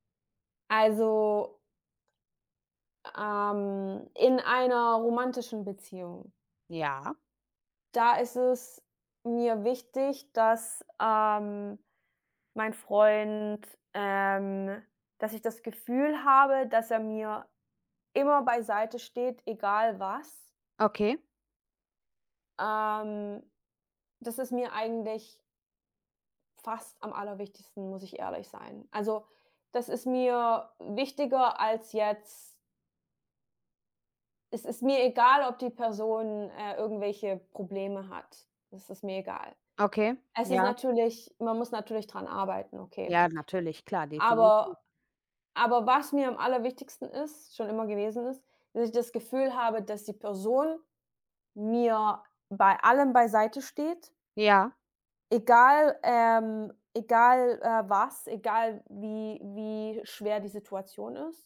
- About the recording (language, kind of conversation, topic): German, unstructured, Wie kann man Vertrauen in einer Beziehung aufbauen?
- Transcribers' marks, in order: none